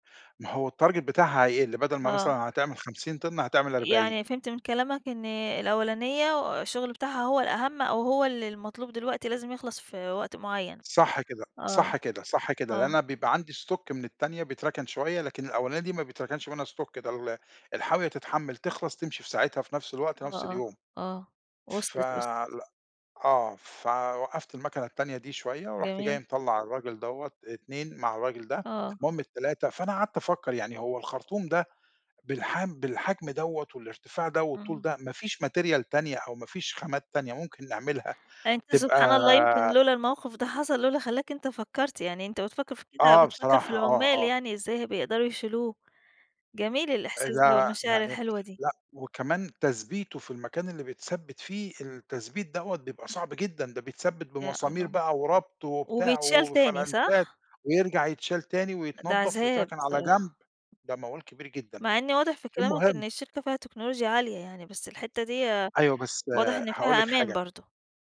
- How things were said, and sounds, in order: in English: "الtarget"; in English: "stock"; in English: "stock"; in English: "material"; tapping; sniff
- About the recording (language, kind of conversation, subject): Arabic, podcast, احكيلي عن لحظة حسّيت فيها بفخر كبير؟